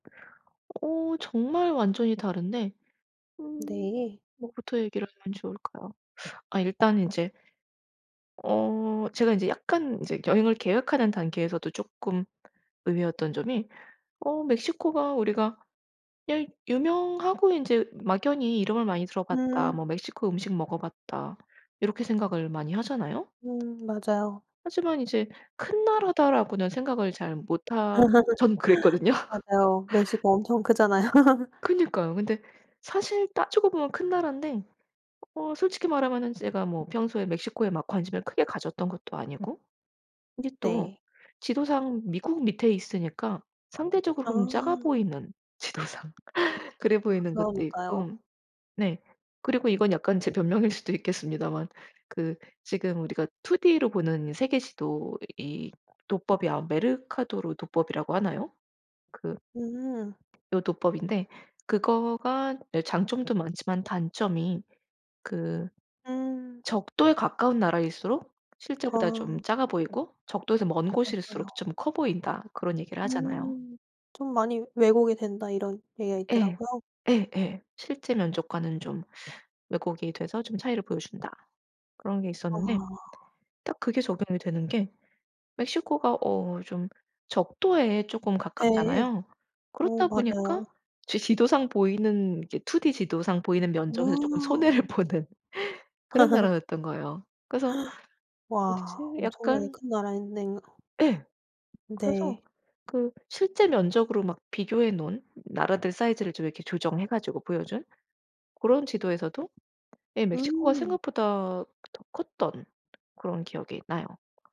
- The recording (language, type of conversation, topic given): Korean, podcast, 어떤 여행이 당신의 시각을 바꿨나요?
- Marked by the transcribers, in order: tapping; laugh; laugh; other background noise; laughing while speaking: "지도상"; laughing while speaking: "수도 있겠습니다만"; swallow; "메르카토르" said as "메르카도르"; laughing while speaking: "손해를 보는"; laugh; gasp